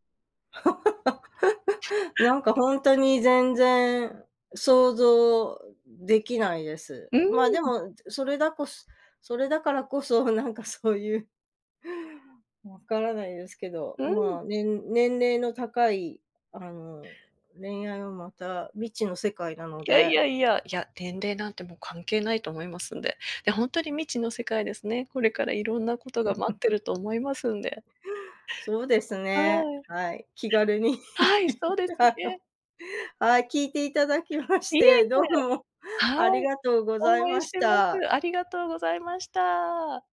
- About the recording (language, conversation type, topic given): Japanese, advice, 新しい恋を始めることに不安や罪悪感を感じるのはなぜですか？
- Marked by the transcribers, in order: laugh; tapping; laugh; other noise; laugh; laughing while speaking: "あの"